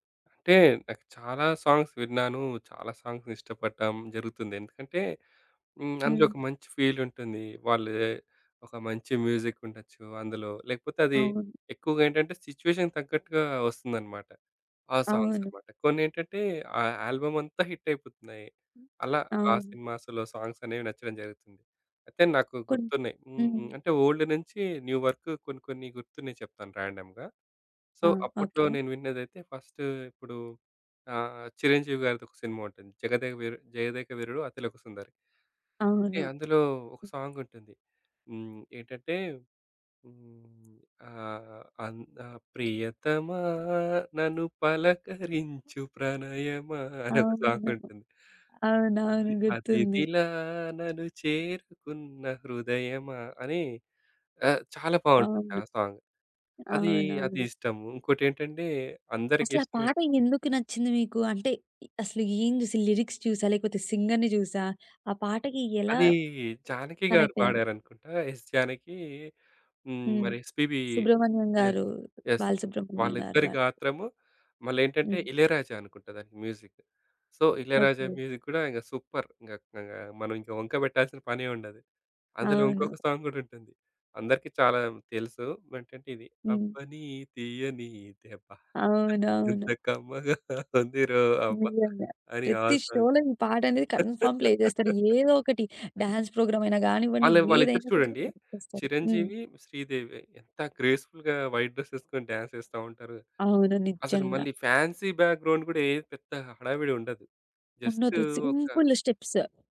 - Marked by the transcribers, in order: in English: "సాంగ్స్"; in English: "సాంగ్స్"; other background noise; in English: "ఫీల్"; in English: "మ్యూజిక్"; in English: "సిచ్యుయేషన్‌కి"; in English: "సాంగ్స్"; in English: "ఆల్బమ్"; in English: "హిట్"; in English: "సినిమాస్‌లో సాంగ్స్"; in English: "ఓల్డ్"; in English: "న్యూ"; in English: "ర్యాండమ్‌గా. సో"; in English: "ఫస్ట్"; in English: "సాంగ్"; singing: "ప్రియతమా నన్ను పలకరించు ప్రణయమా"; chuckle; in English: "సాంగ్"; singing: "అతిథిలా నను చేరుకున్న హృదయమా!"; in English: "సాంగ్"; in English: "లిరిక్స్"; in English: "సింగర్‌ని"; in English: "కనెక్ట్"; tapping; in English: "యెస్. యెస్"; in English: "మ్యూజిక్. సో"; in English: "మ్యూజిక్"; in English: "సూప్పర్!"; in English: "సాంగ్"; singing: "అబ్బని తీయని దెబ్బా ఎంత కమ్మగా ఉందిరో అబ్బా!"; laughing while speaking: "ఎంత కమ్మగా ఉందిరో అబ్బా!"; in English: "షోలో"; in English: "కన్‌ఫామ్ ప్లే"; in English: "సాంగ్"; laugh; in English: "డాన్స్ ప్రోగ్రామ్"; in English: "గ్రేస్‌ఫుల్‌గా వైట్ డ్రెస్"; in English: "డాన్స్"; in English: "ఫాన్సీ బ్యాక్‌గ్రౌండ్"; in English: "సింపుల్ స్టెప్స్"
- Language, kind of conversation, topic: Telugu, podcast, సినిమా పాటల్లో నీకు అత్యంత నచ్చిన పాట ఏది?